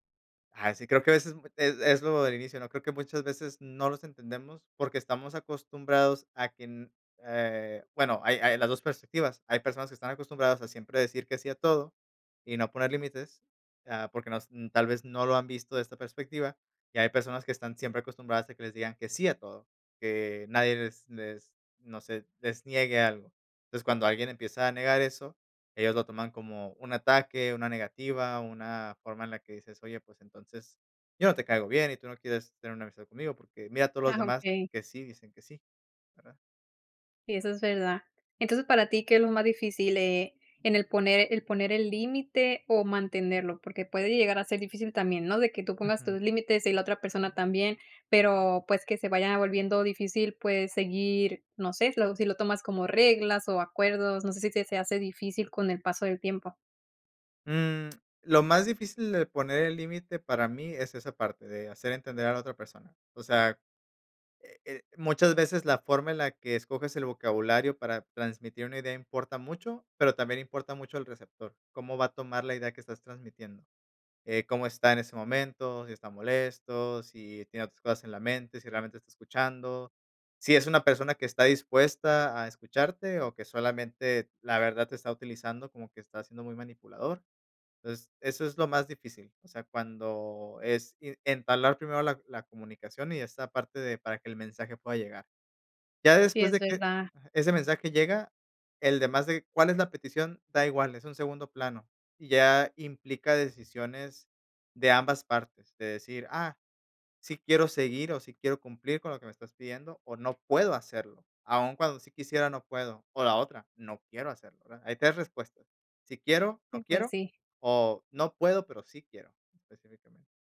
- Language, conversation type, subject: Spanish, podcast, ¿Cómo puedo poner límites con mi familia sin que se convierta en una pelea?
- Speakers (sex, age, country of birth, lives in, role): female, 30-34, Mexico, United States, host; male, 35-39, Mexico, Mexico, guest
- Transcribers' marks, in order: tapping